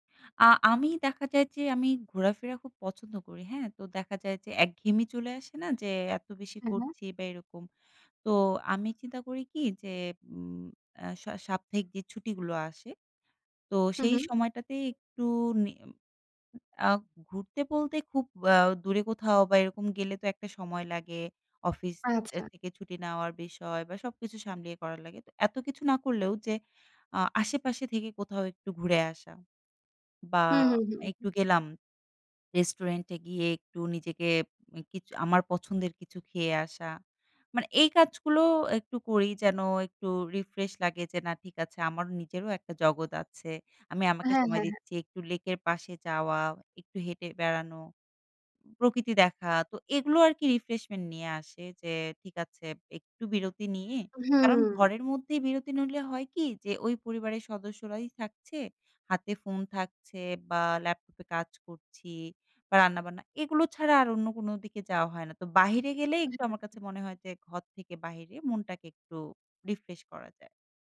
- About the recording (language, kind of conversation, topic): Bengali, podcast, নিজেকে সময় দেওয়া এবং আত্মযত্নের জন্য আপনার নিয়মিত রুটিনটি কী?
- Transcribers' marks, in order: "একঘেয়েমি" said as "একঘিমি"